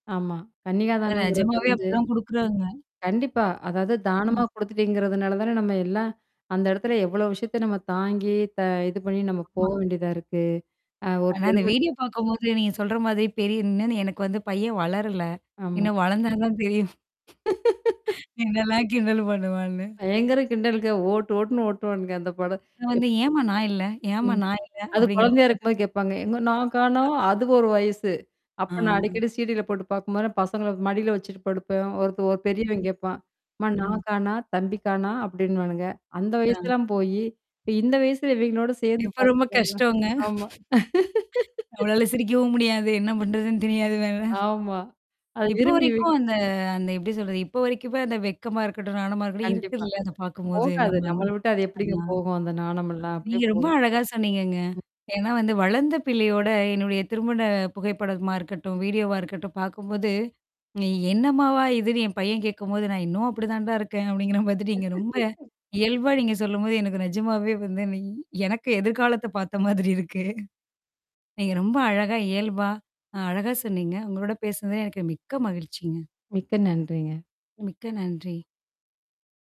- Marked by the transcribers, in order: distorted speech; static; tapping; other noise; laughing while speaking: "இன்னும் வளர்ந்தா தான் தெரியும். என்னல்லாம் கிண்டல் என்னல பண்ணுவான்னு!"; laugh; put-on voice: "எங்க நான் காணா"; unintelligible speech; other background noise; laughing while speaking: "இப்ப ரொம்ப கஷ்டம்ங்க! நம்மளால சிரிக்கவும் முடியாது. என்ன பண்றதுன்னு தெரியாது வேற"; unintelligible speech; laugh; laugh; laughing while speaking: "எனக்கு எதிர்காலத்த பார்த்த மாதிரி இருக்கு"
- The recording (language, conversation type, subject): Tamil, podcast, வீட்டிலேயே குடும்ப வீடியோக்களைப் பார்த்த அனுபவம் உங்களுக்கு எப்படி இருந்தது?